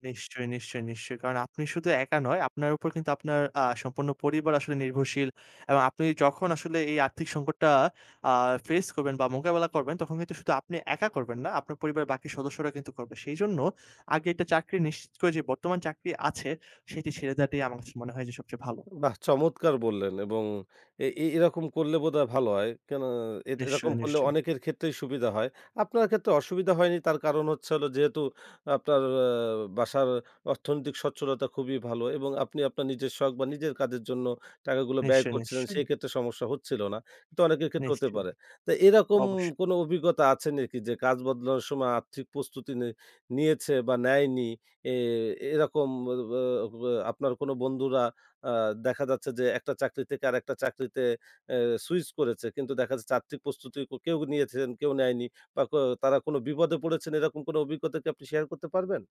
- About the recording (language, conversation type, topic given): Bengali, podcast, কাজ বদলানোর সময় আপনার আর্থিক প্রস্তুতি কেমন থাকে?
- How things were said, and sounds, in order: other background noise